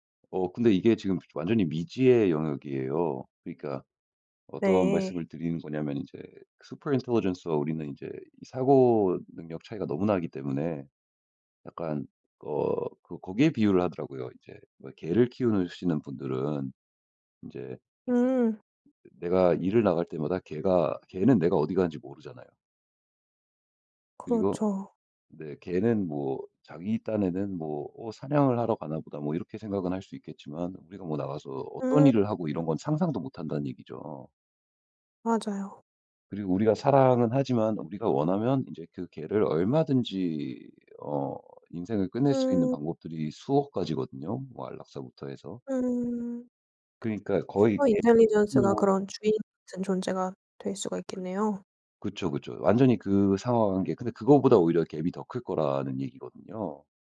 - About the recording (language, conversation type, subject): Korean, podcast, 기술 발전으로 일자리가 줄어들 때 우리는 무엇을 준비해야 할까요?
- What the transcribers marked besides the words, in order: put-on voice: "super intelligence와"; in English: "super intelligence와"; other background noise; in English: "super intelligence"; unintelligible speech; in English: "gap이"